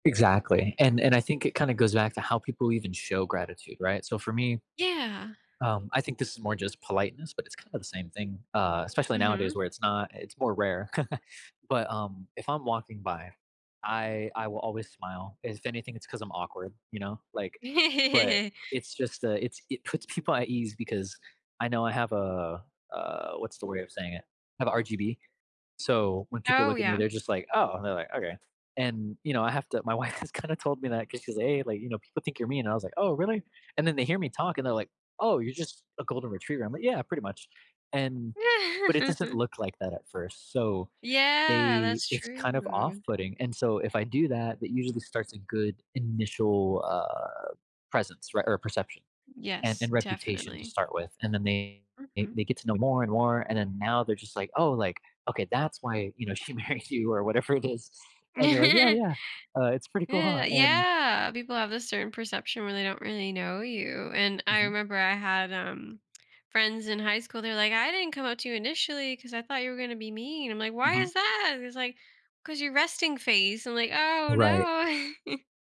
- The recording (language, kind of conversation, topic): English, unstructured, How can practicing gratitude shape your outlook and relationships?
- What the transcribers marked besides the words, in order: chuckle; laugh; laughing while speaking: "my wife has kinda told me"; other background noise; laugh; drawn out: "true"; laughing while speaking: "married"; laughing while speaking: "whatever it is"; laugh; tsk; chuckle